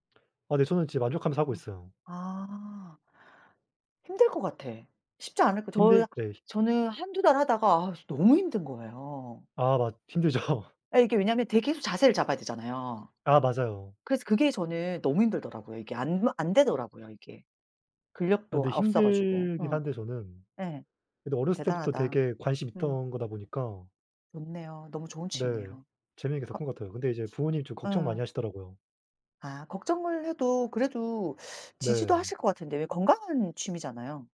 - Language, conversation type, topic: Korean, unstructured, 취미 때문에 가족과 다툰 적이 있나요?
- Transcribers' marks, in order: laughing while speaking: "힘들죠"; other background noise